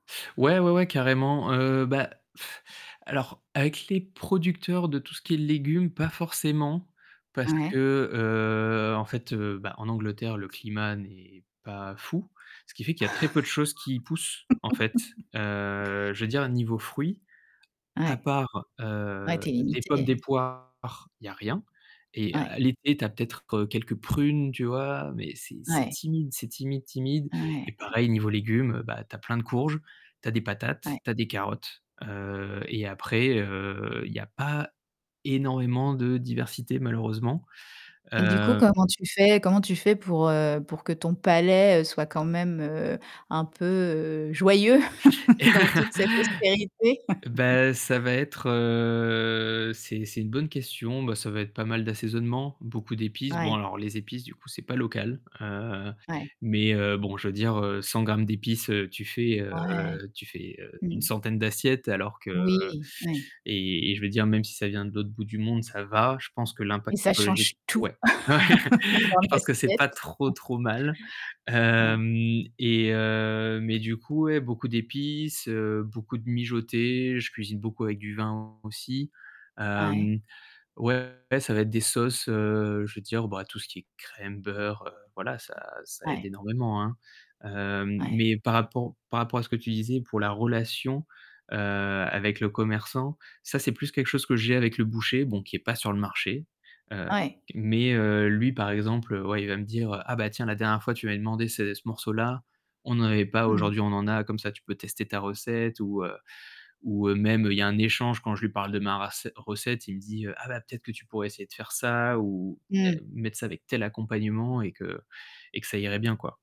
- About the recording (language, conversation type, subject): French, podcast, Quel rôle les marchés jouent-ils dans tes habitudes alimentaires ?
- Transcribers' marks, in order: blowing; static; laugh; distorted speech; stressed: "palais"; laugh; chuckle; drawn out: "heu"; laugh; laugh; stressed: "tout"; laugh; drawn out: "Hem"; chuckle